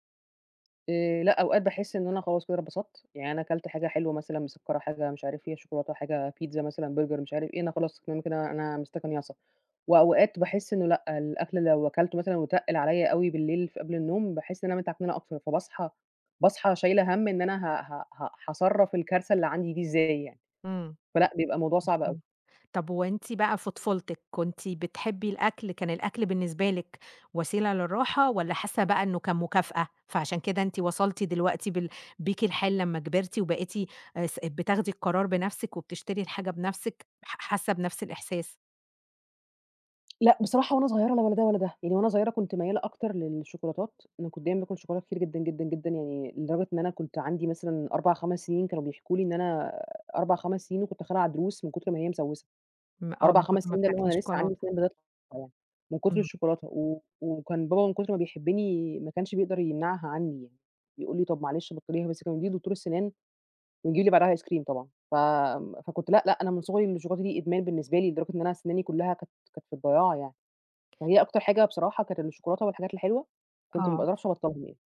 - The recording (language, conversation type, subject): Arabic, advice, ليه باكل كتير لما ببقى متوتر أو زعلان؟
- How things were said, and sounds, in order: tapping; other background noise; in English: "ice cream"